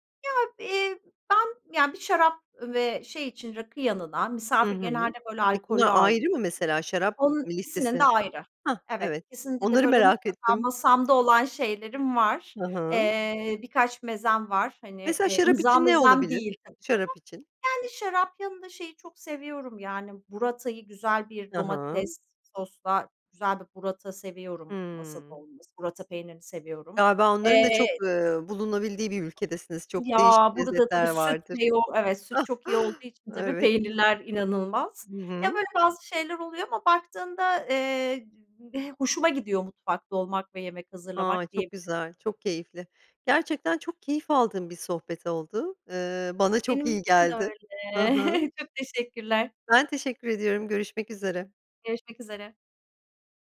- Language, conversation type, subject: Turkish, podcast, Genel olarak yemek hazırlama alışkanlıkların nasıl?
- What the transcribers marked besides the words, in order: other background noise; chuckle; unintelligible speech; chuckle